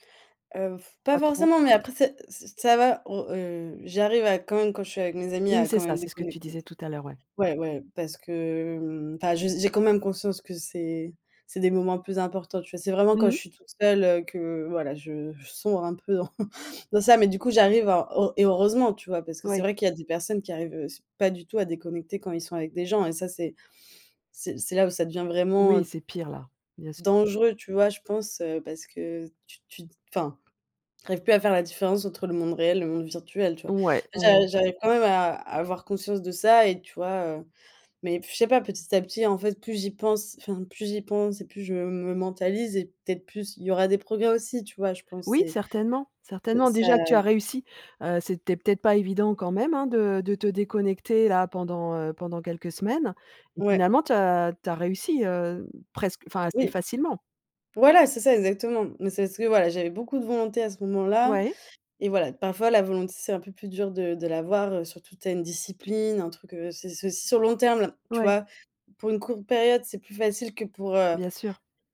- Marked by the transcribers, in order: chuckle
- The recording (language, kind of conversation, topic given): French, podcast, Peux-tu nous raconter une détox numérique qui a vraiment fonctionné pour toi ?